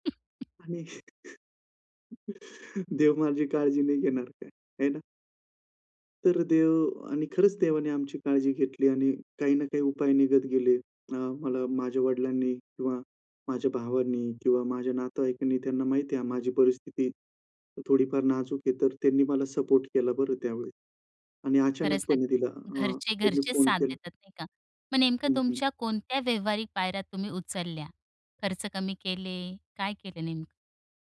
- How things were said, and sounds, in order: unintelligible speech; chuckle; tapping
- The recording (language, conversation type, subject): Marathi, podcast, आर्थिक अडचणींना तुम्ही कसे सामोरे गेलात?
- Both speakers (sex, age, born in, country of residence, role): female, 35-39, India, India, host; male, 35-39, India, India, guest